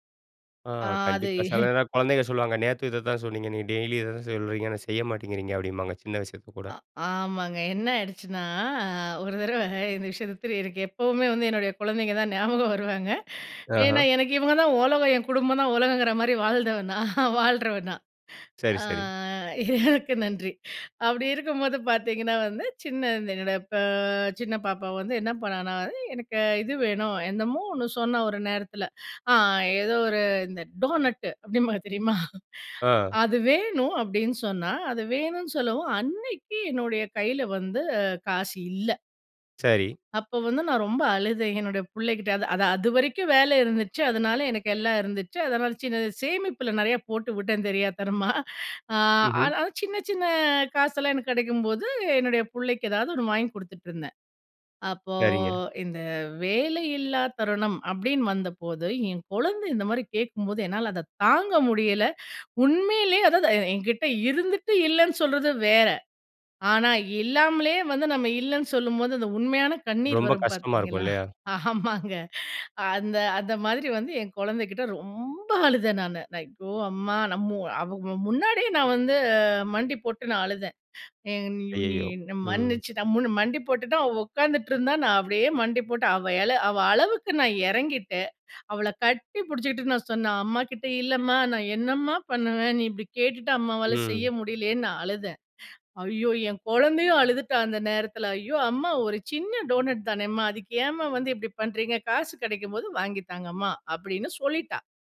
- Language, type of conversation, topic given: Tamil, podcast, குழந்தைகளிடம் நம்பிக்கை நீங்காமல் இருக்க எப்படி கற்றுக்கொடுப்பது?
- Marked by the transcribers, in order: chuckle; "நீங்க" said as "நீ"; drawn out: "ஆயிடுச்சுன்னா"; laughing while speaking: "ஒரு தடவ இந்த விஷயத்த திரு … வந்து சின்ன என்னோடய"; in English: "டோனட்"; laughing while speaking: "அப்படிம்பாங்க தெரியுமா?"; laughing while speaking: "தெரியாத்தனமா"; drawn out: "அப்போ"; laughing while speaking: "ஆமாங்க"; drawn out: "ரொம்ப"; "ஐயோ" said as "நைகோ"; drawn out: "வந்து"; other background noise; put-on voice: "அம்மாகிட்ட இல்லம்மா, நான் என்னம்மா பண்ணுவேன். நீ இப்படி கேட்டுட்டு அம்மாவால செய்ய முடியலையே!"; in English: "டோனட்"